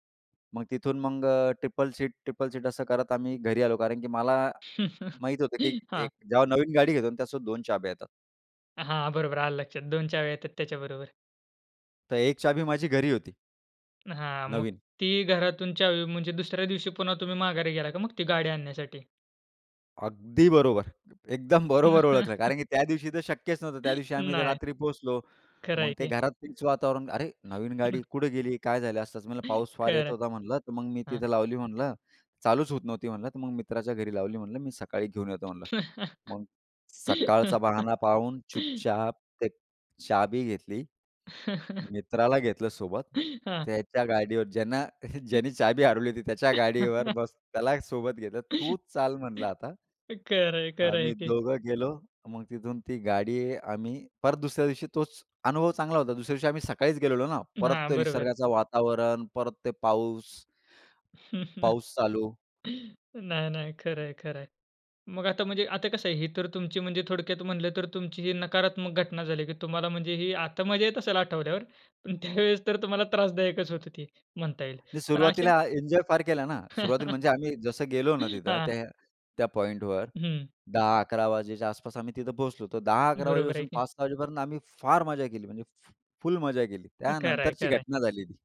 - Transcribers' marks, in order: in English: "ट्रिपल सीट ट्रिपल सीट"; other background noise; chuckle; tapping; trusting: "अगदी बरोबर, एकदम बरोबर ओळखलं"; laugh; chuckle; unintelligible speech; chuckle; laugh; chuckle; laugh; chuckle; laugh; chuckle; laughing while speaking: "खरं आहे, खरं आहे की"; chuckle; laughing while speaking: "पण त्यावेळेस"; laugh; chuckle
- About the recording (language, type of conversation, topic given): Marathi, podcast, पावसात बाहेर फिरताना काय मजा येते?